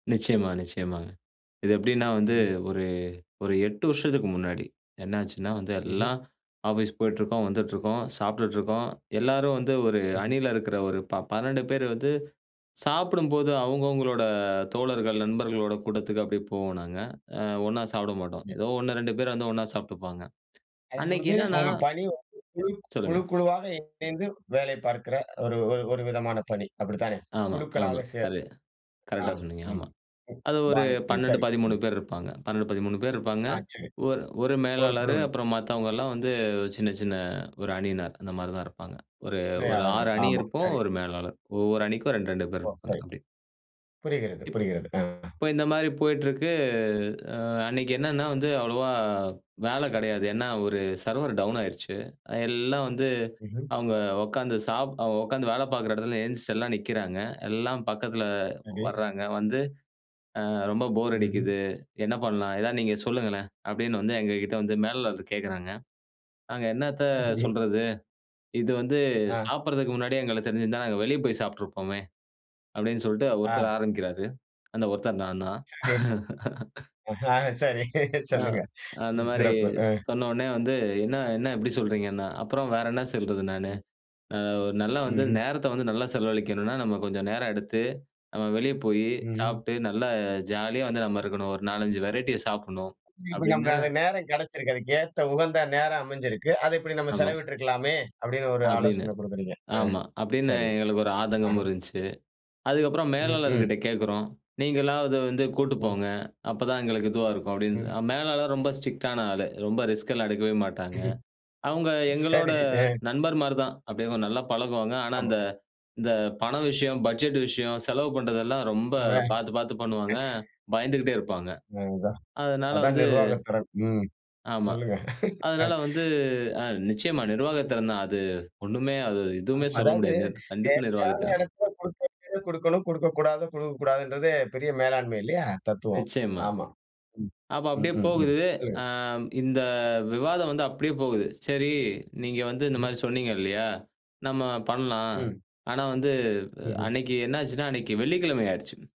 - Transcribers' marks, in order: other noise; drawn out: "போயிட்ருக்கு"; in English: "சர்வர் டவுன்"; unintelligible speech; laughing while speaking: "அஹா, சரி சொல்லுங்க. ம் சிறப்பு அ"; laugh; in English: "வெரைட்டிய"; in English: "ஸ்ட்ரிக்டான"; laughing while speaking: "சரி. அ"; in English: "ரிஸ்க்லாம்"; chuckle; drawn out: "வந்து"; chuckle
- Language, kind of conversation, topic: Tamil, podcast, ஒருமுறையாக அனைவரும் உணவு கொண்டு வந்து பகிர்ந்து சாப்பிடும் விருந்தை நீங்கள் ஏற்பாடு செய்த அனுபவத்தைப் பகிர முடியுமா?